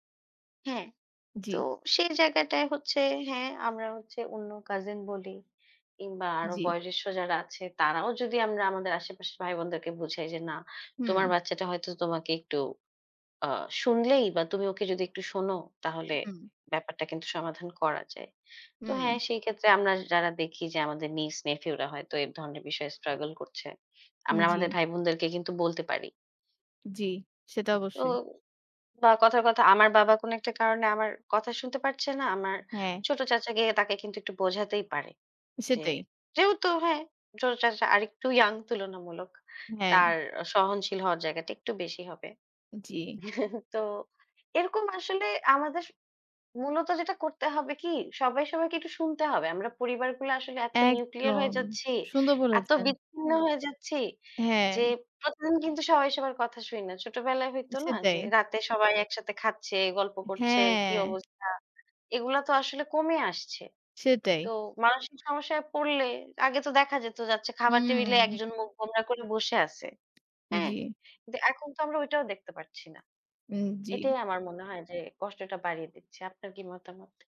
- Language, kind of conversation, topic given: Bengali, unstructured, মানসিক সমস্যায় ভোগা মানুষদের কেন সমাজ থেকে বিচ্ছিন্ন করা হয়?
- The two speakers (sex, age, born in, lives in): female, 25-29, Bangladesh, Bangladesh; female, 30-34, Bangladesh, Bangladesh
- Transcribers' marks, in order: in English: "niece, nephew"; tapping; other background noise; "ছোট" said as "চোও"; chuckle; drawn out: "একদম"; drawn out: "হ্যাঁ"; drawn out: "হুম"